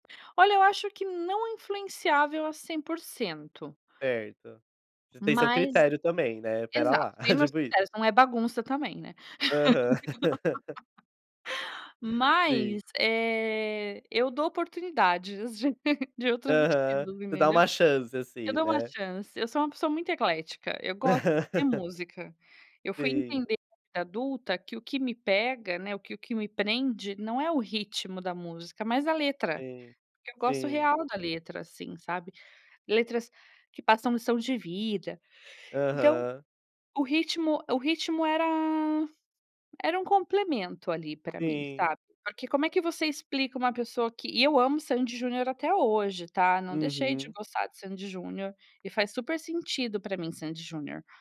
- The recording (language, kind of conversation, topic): Portuguese, podcast, Como a sua família influenciou seu gosto musical?
- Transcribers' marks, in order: chuckle; laugh; laugh